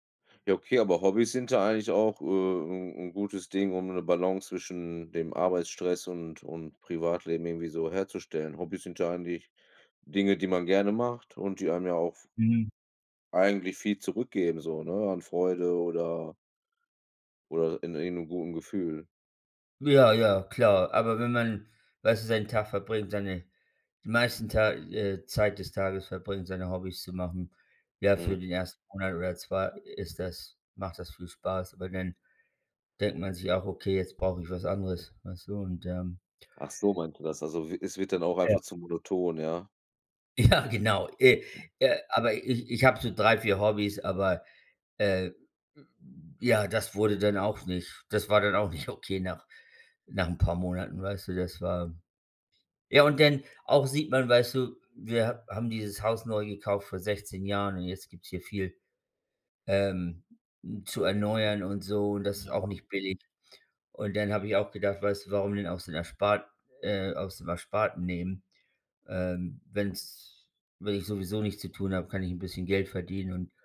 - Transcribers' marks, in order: laughing while speaking: "Ja, genau"; other background noise
- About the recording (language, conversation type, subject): German, unstructured, Wie findest du eine gute Balance zwischen Arbeit und Privatleben?